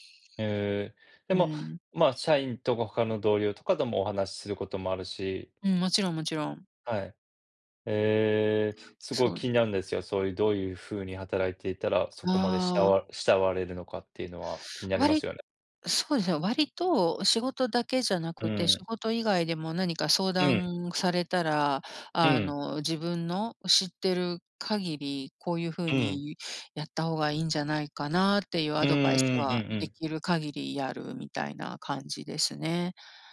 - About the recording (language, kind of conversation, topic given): Japanese, unstructured, 仕事中に経験した、嬉しいサプライズは何ですか？
- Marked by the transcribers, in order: none